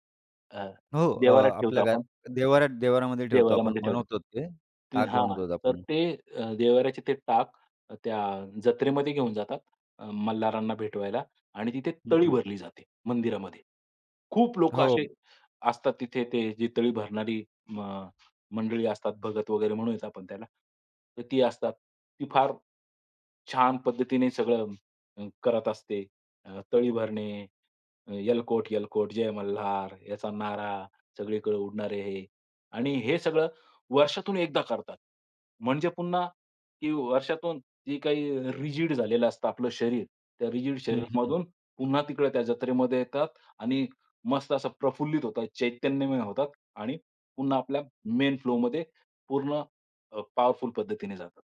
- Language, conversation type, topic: Marathi, podcast, तुम्हाला पुन्हा कामाच्या प्रवाहात यायला मदत करणारे काही छोटे रीतिरिवाज आहेत का?
- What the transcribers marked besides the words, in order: other background noise; in English: "रिजिड"; in English: "रिजिड"; in English: "फ्लोमध्ये"; in English: "पॉवरफुल"